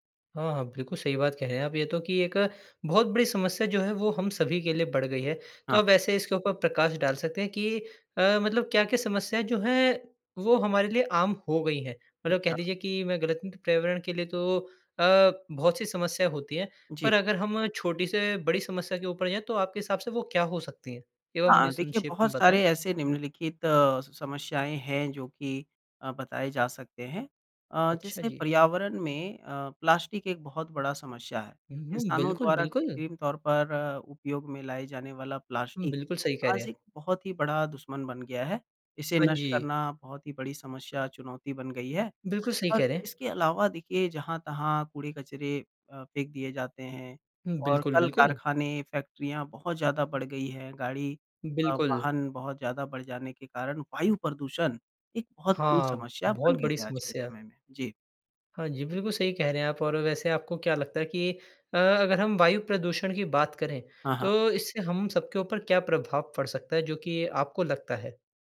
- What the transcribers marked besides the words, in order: none
- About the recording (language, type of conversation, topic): Hindi, podcast, पर्यावरण बचाने के लिए आप कौन-से छोटे कदम सुझाएंगे?